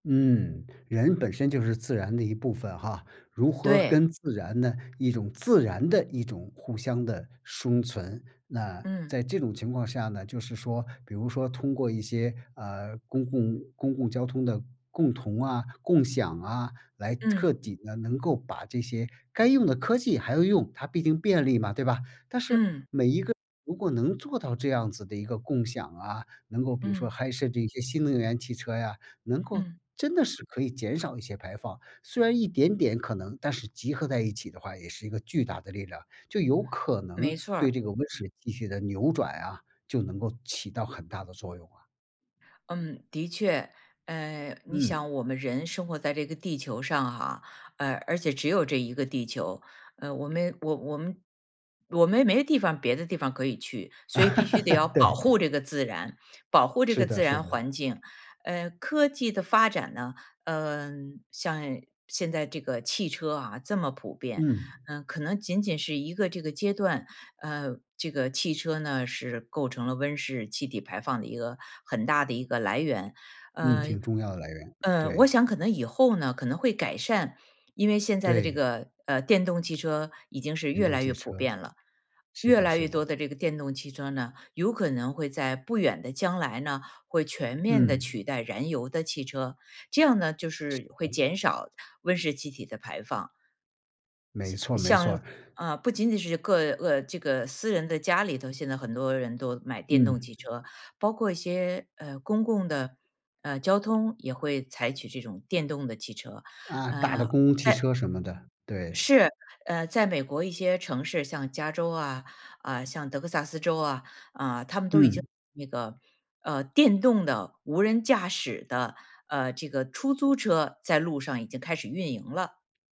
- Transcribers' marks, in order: other background noise; laugh; tapping
- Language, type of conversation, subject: Chinese, podcast, 如何用简单的方法让自己每天都能亲近大自然？